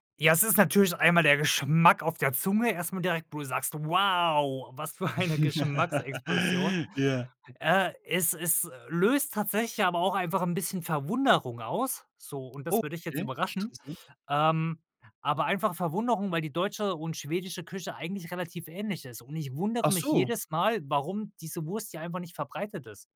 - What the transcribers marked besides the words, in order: stressed: "Wow"; laugh
- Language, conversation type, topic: German, podcast, Welche Küche weckt bei dir besonders starke Heimatgefühle?